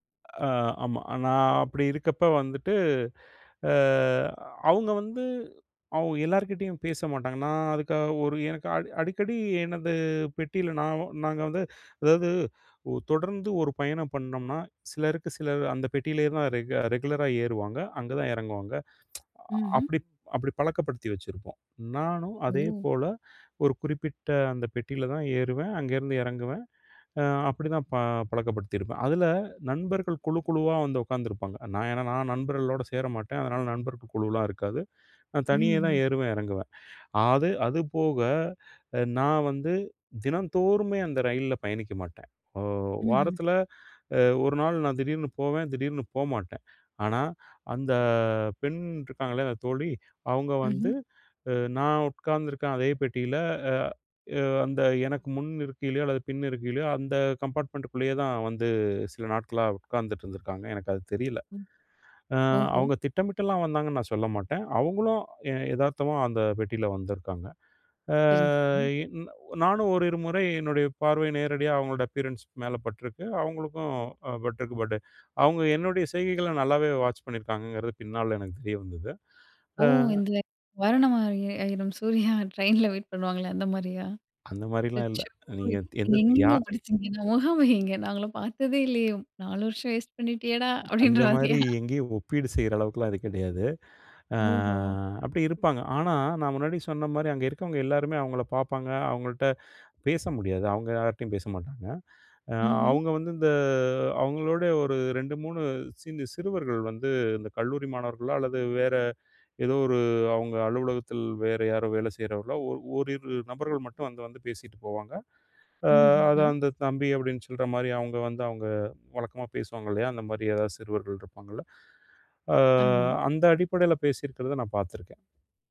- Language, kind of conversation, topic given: Tamil, podcast, புதிய மனிதர்களுடன் உரையாடலை எவ்வாறு தொடங்குவீர்கள்?
- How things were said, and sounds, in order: in English: "ரெகுலரா"; tapping; other background noise; in English: "கம்பார்ட்மெண்ட்குள்ளேயே"; unintelligible speech; in English: "பட்"; chuckle; chuckle